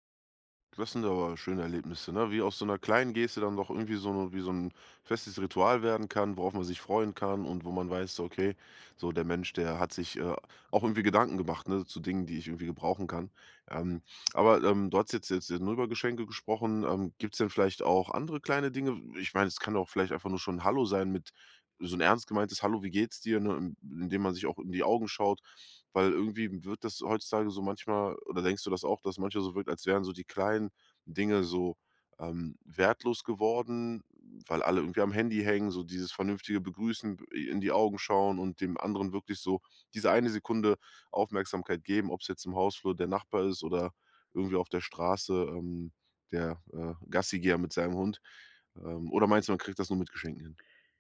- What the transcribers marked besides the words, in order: other background noise
- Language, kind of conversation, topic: German, podcast, Welche kleinen Gesten stärken den Gemeinschaftsgeist am meisten?